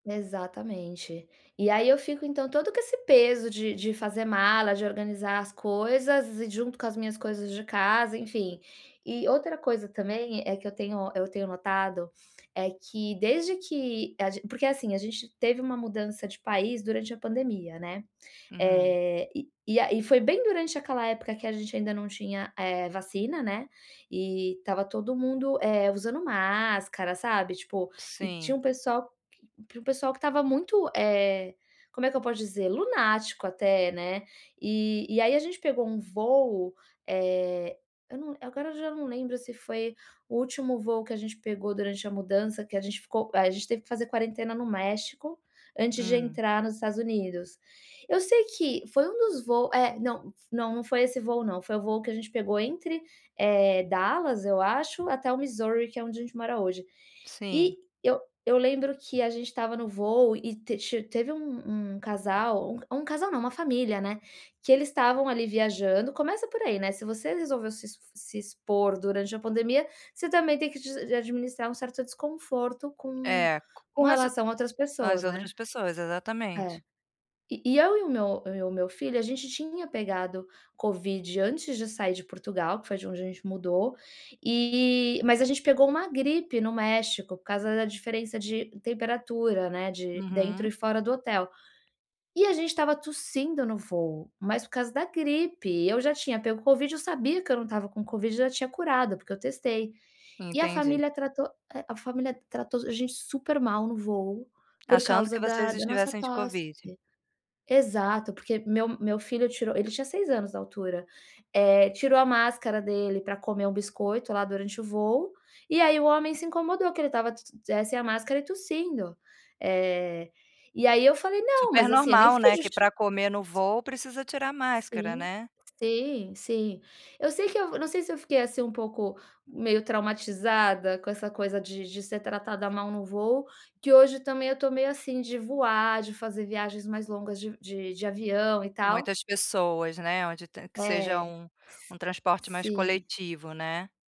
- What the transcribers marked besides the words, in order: unintelligible speech
- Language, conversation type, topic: Portuguese, advice, Como posso lidar com a ansiedade causada por imprevistos durante viagens?